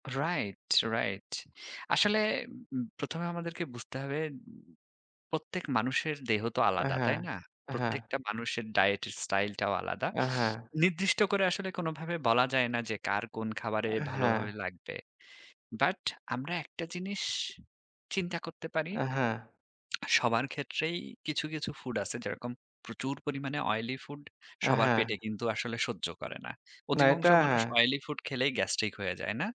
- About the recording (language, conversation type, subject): Bengali, unstructured, তোমার মতে ভালো স্বাস্থ্য বজায় রাখতে কোন ধরনের খাবার সবচেয়ে ভালো?
- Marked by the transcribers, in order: sniff; lip smack